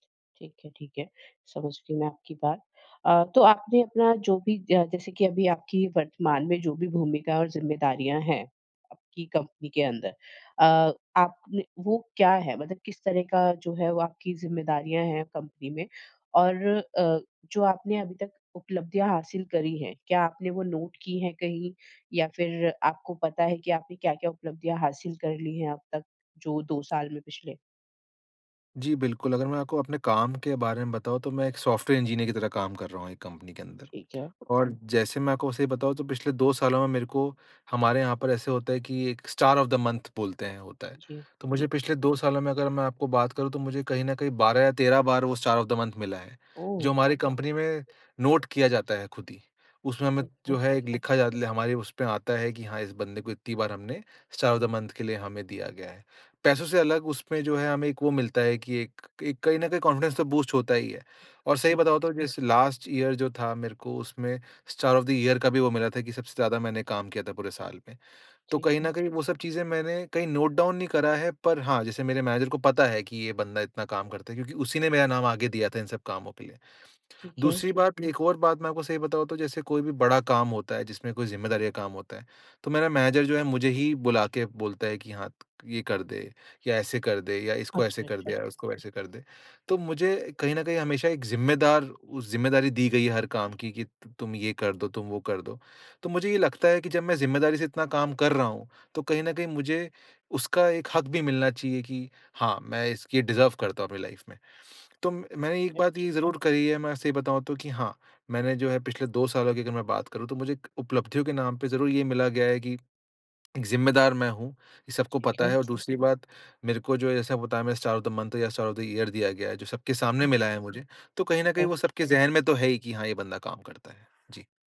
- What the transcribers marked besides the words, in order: in English: "नोट"; in English: "स्टार ऑफ द मंथ"; in English: "स्टार ऑफ द मंथ"; in English: "नोट"; in English: "स्टार ऑफ द मंथ"; in English: "कॉन्फ़िडेंस"; in English: "बूस्ट"; in English: "लास्ट ईयर"; in English: "स्टार ऑफ द ईयर"; in English: "नोट डाउन"; in English: "मैनेजर"; in English: "मैनेजर"; in English: "डिज़र्व"; in English: "लाइफ़"; in English: "स्टार ऑफ द मंथ"; in English: "स्टार ऑफ द ईयर"; unintelligible speech
- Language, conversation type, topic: Hindi, advice, प्रमोशन के लिए आवेदन करते समय आपको असुरक्षा क्यों महसूस होती है?
- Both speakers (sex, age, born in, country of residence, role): female, 30-34, India, India, advisor; male, 25-29, India, India, user